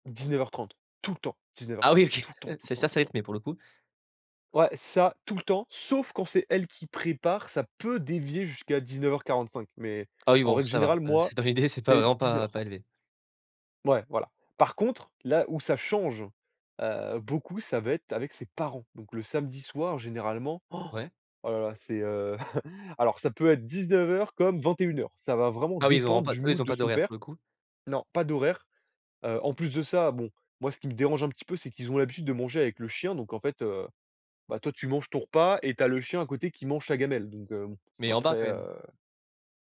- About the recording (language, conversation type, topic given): French, podcast, Comment se déroulent les dîners chez toi en général ?
- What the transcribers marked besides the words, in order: stressed: "tout le temps"; laughing while speaking: "OK"; laughing while speaking: "c'est dans l'idée"; gasp; chuckle; in English: "mood"